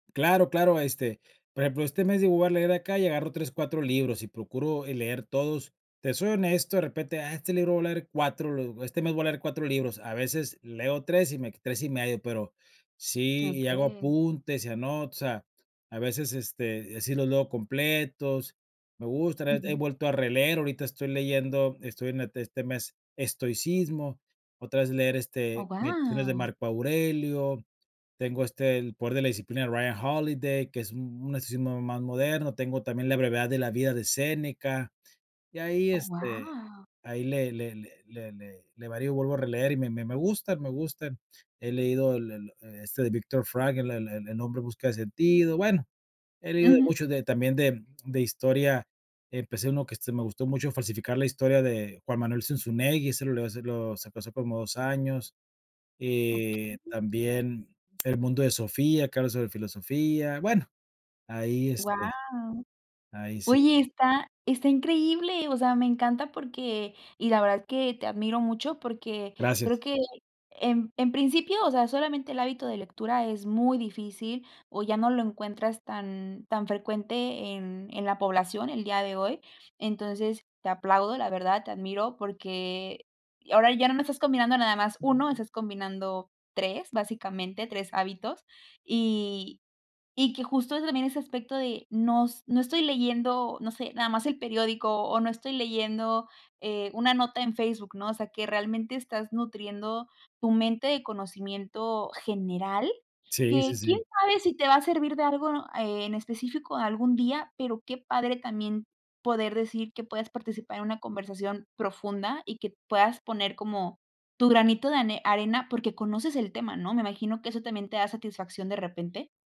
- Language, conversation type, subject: Spanish, podcast, ¿Qué hábito pequeño te ayudó a cambiar para bien?
- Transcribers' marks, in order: other background noise